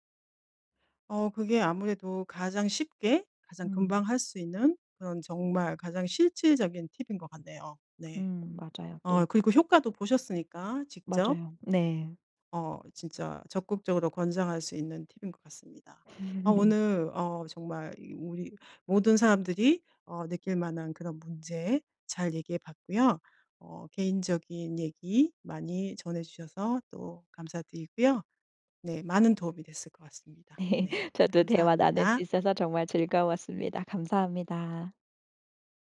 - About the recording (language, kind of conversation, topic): Korean, podcast, 스마트폰 중독을 줄이는 데 도움이 되는 습관은 무엇인가요?
- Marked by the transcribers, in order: laugh; laughing while speaking: "네"